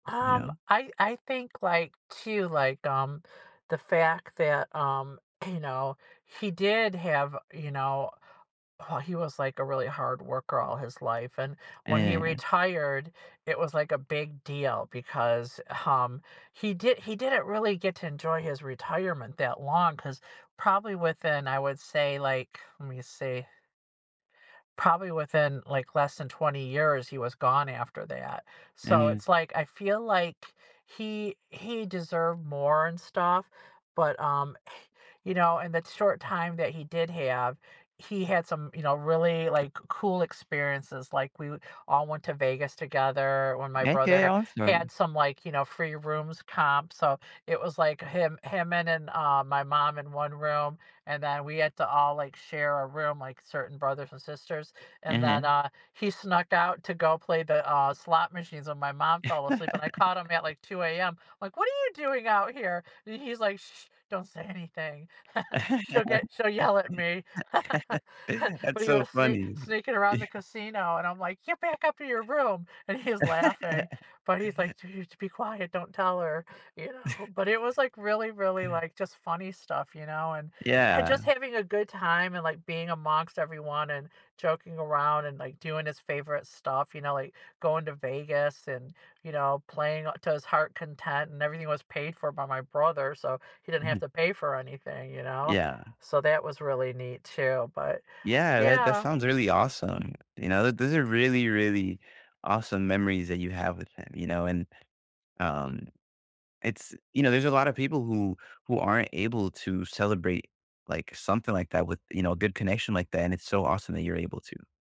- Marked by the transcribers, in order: unintelligible speech; unintelligible speech; laugh; surprised: "What are you doing out here?"; shush; laugh; put-on voice: "Get back up to your room!"; chuckle; laugh; chuckle
- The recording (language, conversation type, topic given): English, advice, How can I cope with grief and begin to heal after losing a close family member?
- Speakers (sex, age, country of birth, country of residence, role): female, 55-59, United States, United States, user; male, 20-24, Puerto Rico, United States, advisor